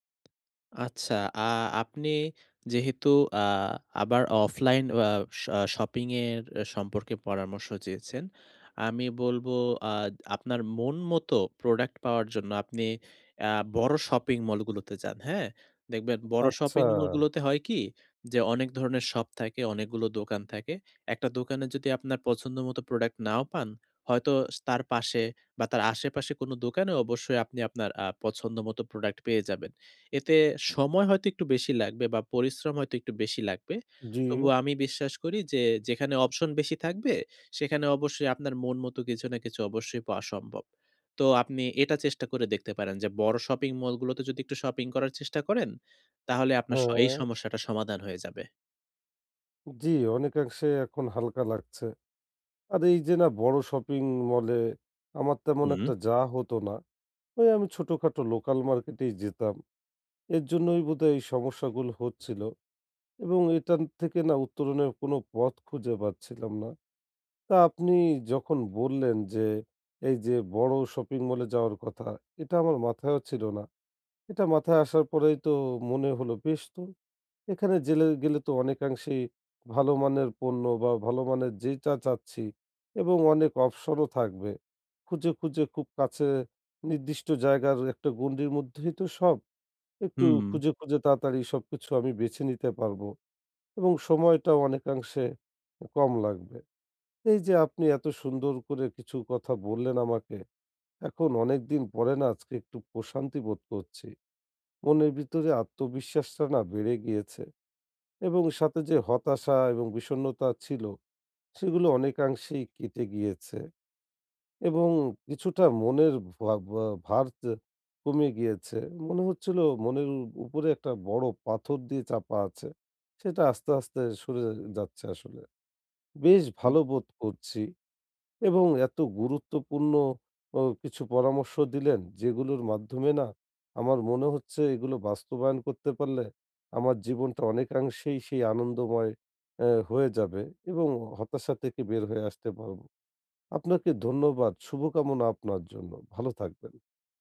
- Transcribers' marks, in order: other background noise; tapping
- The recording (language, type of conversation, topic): Bengali, advice, শপিং করার সময় আমি কীভাবে সহজে সঠিক পণ্য খুঁজে নিতে পারি?